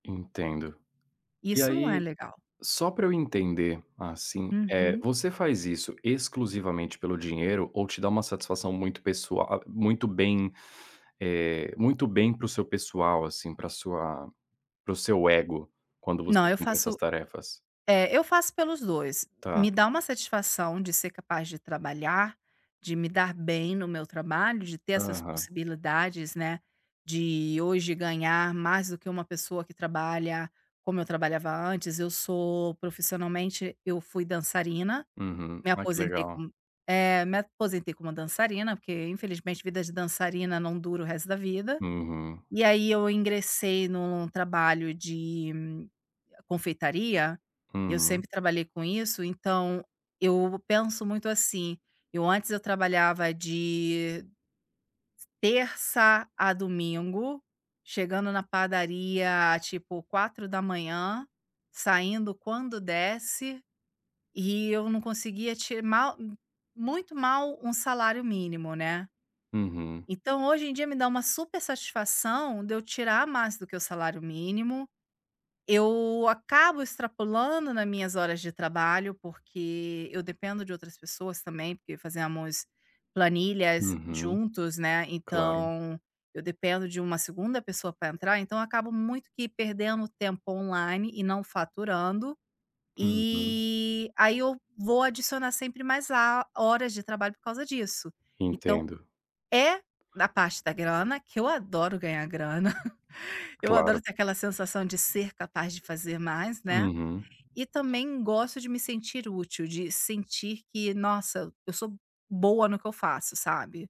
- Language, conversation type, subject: Portuguese, advice, Como é para você ter pouco tempo para cuidar da sua saúde física e mental?
- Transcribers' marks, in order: tapping; chuckle; other background noise